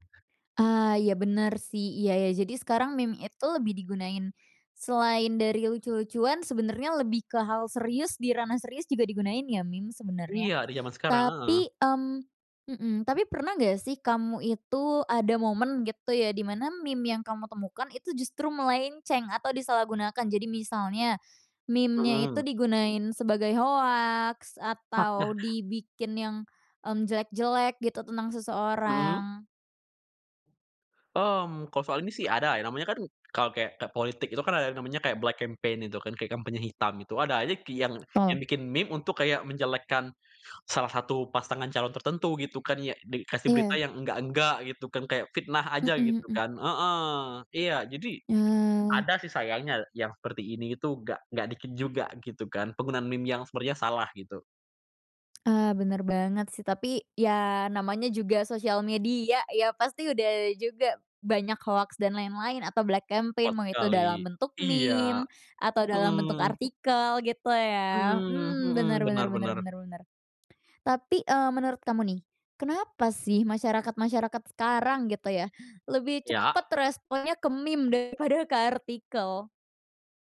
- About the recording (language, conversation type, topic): Indonesian, podcast, Mengapa menurutmu meme bisa menjadi alat komentar sosial?
- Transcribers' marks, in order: tapping; in English: "black campaign"; in English: "black campaign"